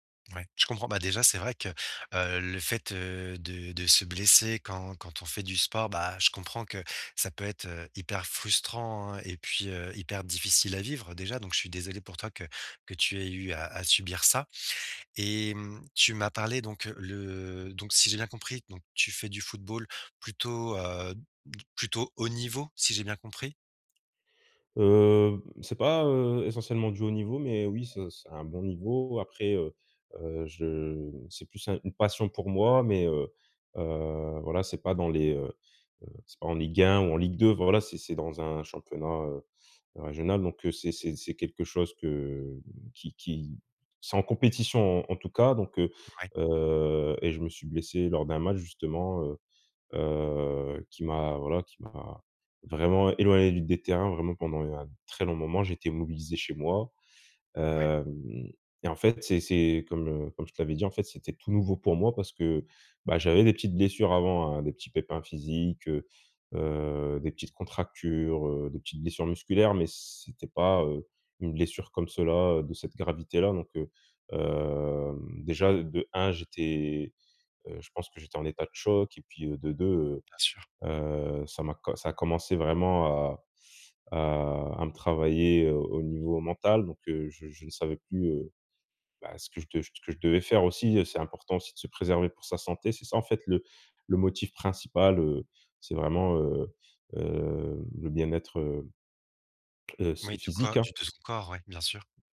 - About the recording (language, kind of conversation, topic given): French, advice, Comment gérer mon anxiété à l’idée de reprendre le sport après une longue pause ?
- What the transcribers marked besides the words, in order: none